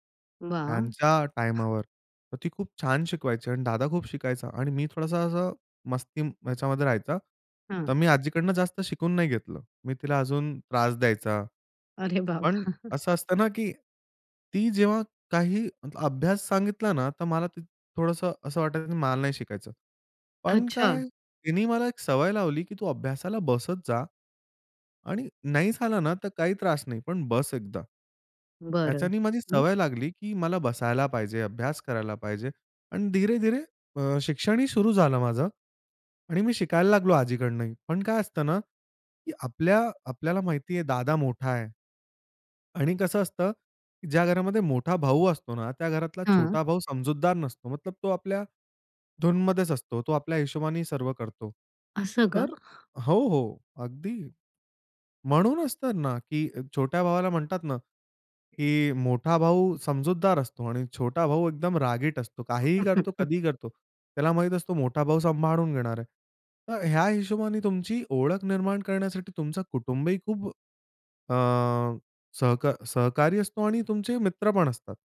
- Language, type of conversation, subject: Marathi, podcast, स्वतःला ओळखण्याचा प्रवास कसा होता?
- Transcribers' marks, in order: other background noise; laughing while speaking: "बाबा!"; in Hindi: "मतलब"; in Hindi: "धीरे-धीरे"; in Hindi: "मतलब"; chuckle; chuckle